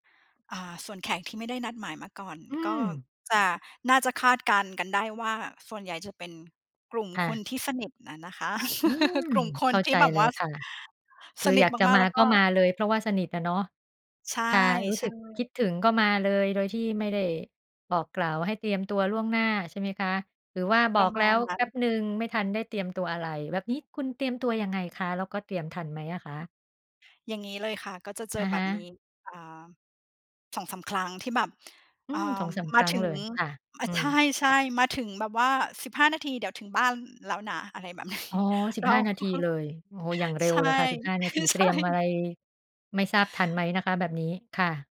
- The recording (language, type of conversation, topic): Thai, podcast, เมื่อมีแขกมาบ้าน คุณเตรียมตัวอย่างไรบ้าง?
- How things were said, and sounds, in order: laugh; background speech; chuckle; laughing while speaking: "แบบนี้ แล้วก็"; laughing while speaking: "คือ ใช่"